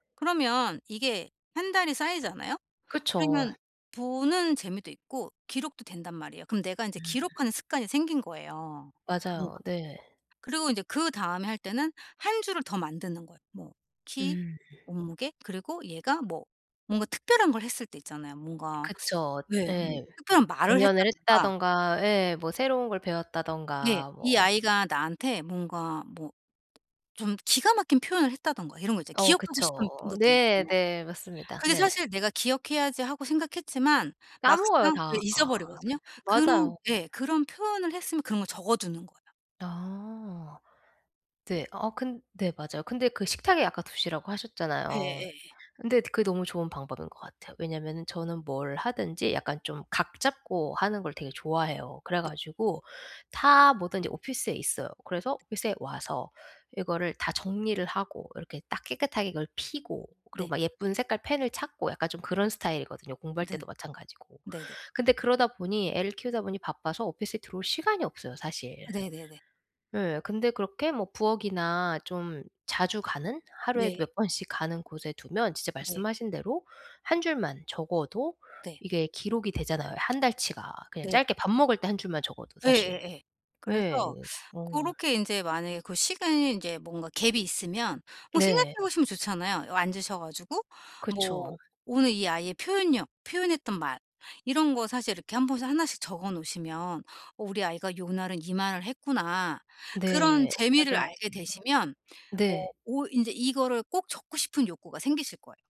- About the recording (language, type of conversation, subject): Korean, advice, 잠들기 전에 마음을 편안하게 정리하려면 어떻게 해야 하나요?
- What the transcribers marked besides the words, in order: other background noise; tapping; teeth sucking; in English: "오피스에"; in English: "오피스에"; unintelligible speech; in English: "오피스에"; "곳에" said as "봇에"